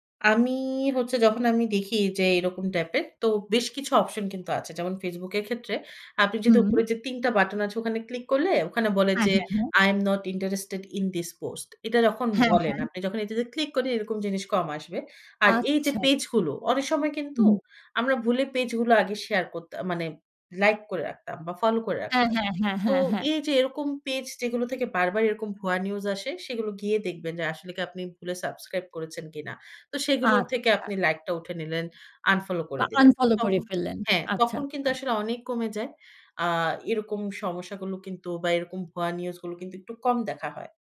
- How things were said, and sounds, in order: in English: "I am not interested in this post"; in English: "subscribe"; in English: "unfollow"; in English: "unfollow"
- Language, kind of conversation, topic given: Bengali, podcast, ফেক নিউজ চিনতে তুমি কী কৌশল ব্যবহার করো?